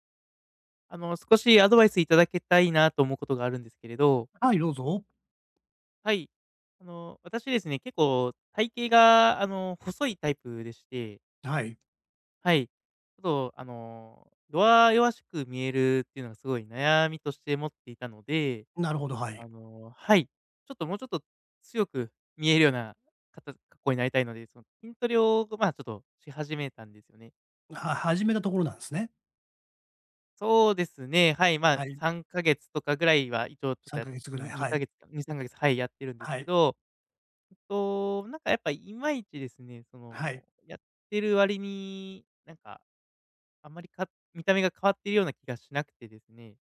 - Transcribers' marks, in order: none
- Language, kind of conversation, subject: Japanese, advice, トレーニングの効果が出ず停滞して落ち込んでいるとき、どうすればよいですか？